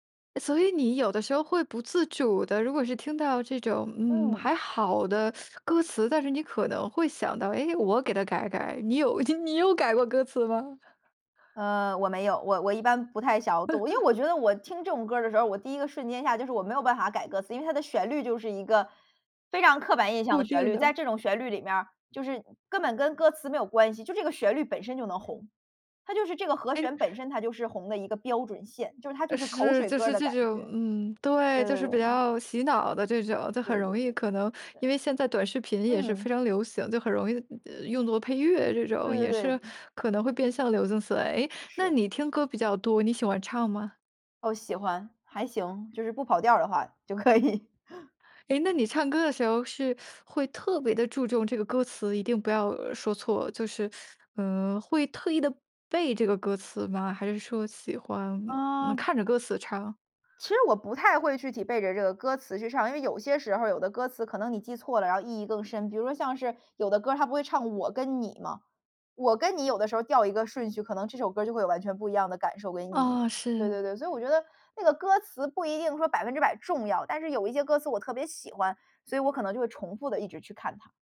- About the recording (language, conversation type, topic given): Chinese, podcast, 你最喜欢的一句歌词是什么？
- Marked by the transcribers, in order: teeth sucking; laughing while speaking: "你有改过歌词吗？"; laugh; laughing while speaking: "就可以"; teeth sucking; teeth sucking